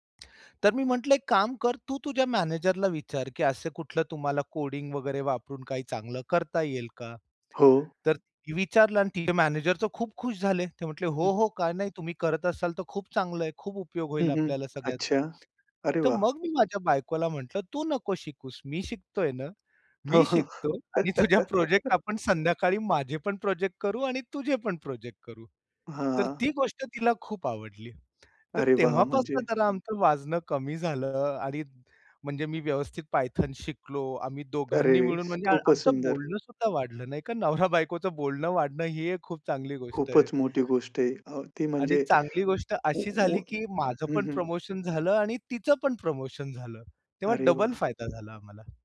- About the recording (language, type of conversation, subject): Marathi, podcast, एखादी गोष्ट तुम्ही पूर्णपणे स्वतःहून कशी शिकली?
- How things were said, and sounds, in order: other background noise; laughing while speaking: "हो, हो, हं"; laugh